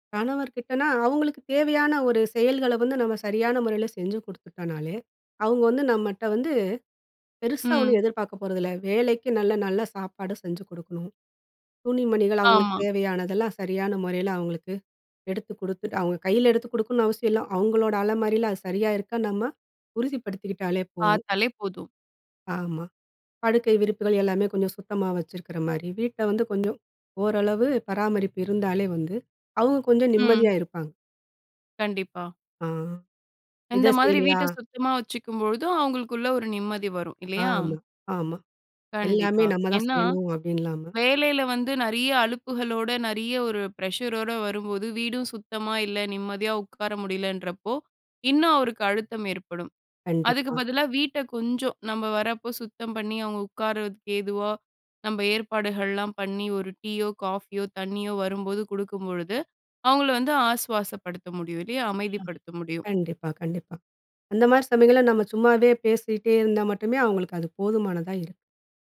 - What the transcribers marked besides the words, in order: in English: "ப்ரெஷரோட"; horn
- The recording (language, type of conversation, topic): Tamil, podcast, அன்பை வெளிப்படுத்தும்போது சொற்களையா, செய்கைகளையா—எதையே நீங்கள் அதிகம் நம்புவீர்கள்?